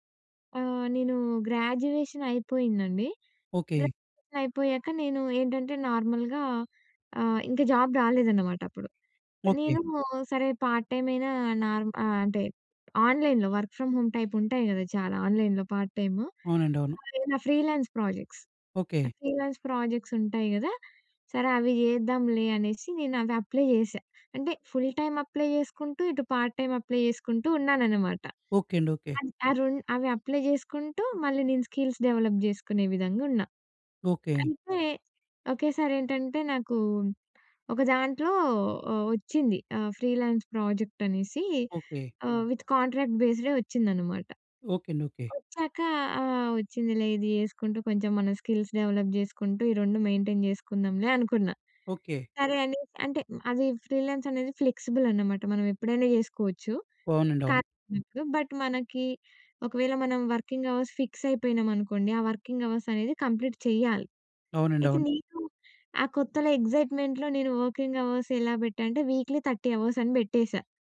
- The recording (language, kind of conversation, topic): Telugu, podcast, మల్టీటాస్కింగ్ చేయడం మానేసి మీరు ఏకాగ్రతగా పని చేయడం ఎలా అలవాటు చేసుకున్నారు?
- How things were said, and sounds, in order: in English: "గ్రాడ్యుయేషన్"; in English: "గ్రాడ్యుయేషన్ అయిపోయాక"; in English: "నార్మల్‍గా"; in English: "జాబ్"; other background noise; in English: "పార్ట్ టైమ్"; in English: "ఆన్‍లైన్‍లో వర్క్ ఫ్రమ్ హోమ్ టైప్"; in English: "ఆన్‍లైన్‍లో పార్ట్"; in English: "ఫ్రీలాన్స్ ప్రాజెక్ట్స్. ఫ్రీలాన్స్ ప్రాజెక్ట్స్"; in English: "అప్లై"; in English: "ఫుల్ టైమ్ అప్లై"; in English: "పార్ట్ టైమ్ అప్లై"; in English: "అప్లై"; in English: "స్కిల్స్ డెవలప్"; in English: "ఫ్రీలాన్స్"; in English: "విత్ కాంట్రాక్ట్"; in English: "స్కిల్స్ డెవలప్"; in English: "మెయింటైన్"; in English: "ఫ్రీలాన్స్"; in English: "బట్"; in English: "వర్కింగ్ అవర్స్"; in English: "వర్కింగ్"; in English: "కంప్లీట్"; in English: "ఎక్సైట్మెంట్‌లో"; in English: "వర్కింగ్ అవర్స్"; in English: "వీక్లీ థర్టీ అవర్స్"